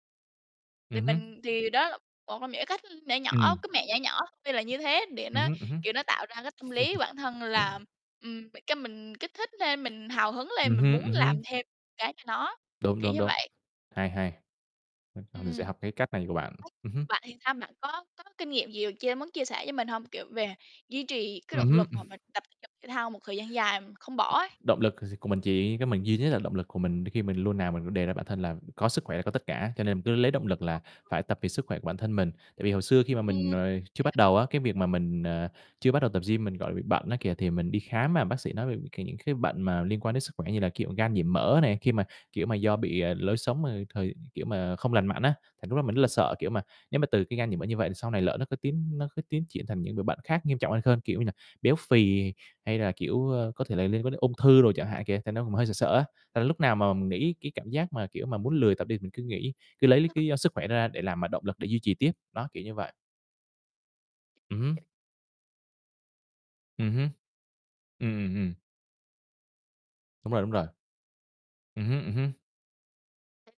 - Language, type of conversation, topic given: Vietnamese, unstructured, Tại sao nhiều người lại bỏ tập thể dục sau một thời gian?
- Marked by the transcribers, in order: distorted speech; tapping; chuckle; other noise; other background noise; unintelligible speech; laughing while speaking: "Ừm"; unintelligible speech; unintelligible speech; chuckle; unintelligible speech; background speech; unintelligible speech